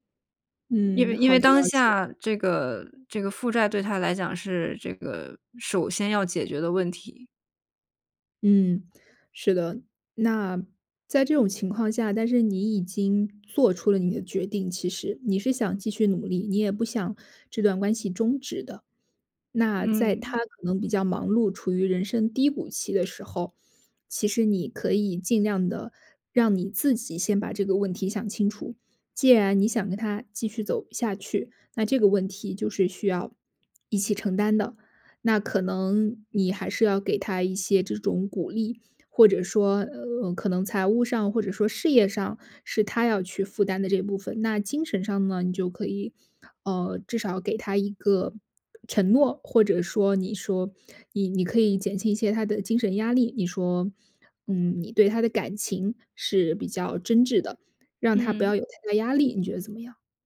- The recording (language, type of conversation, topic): Chinese, advice, 考虑是否该提出分手或继续努力
- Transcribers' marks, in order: none